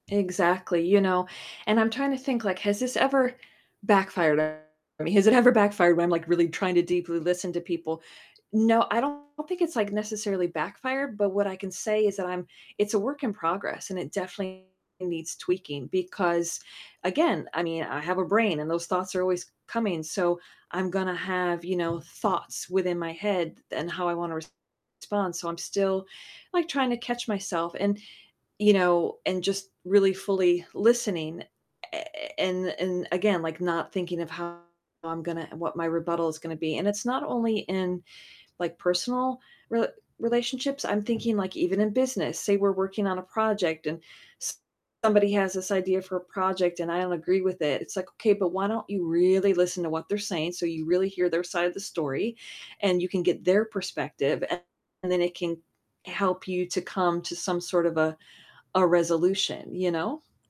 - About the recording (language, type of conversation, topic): English, unstructured, What is the best advice you’ve received about communication?
- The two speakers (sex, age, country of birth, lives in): female, 30-34, United States, United States; female, 50-54, United States, United States
- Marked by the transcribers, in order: tapping; distorted speech; stressed: "really"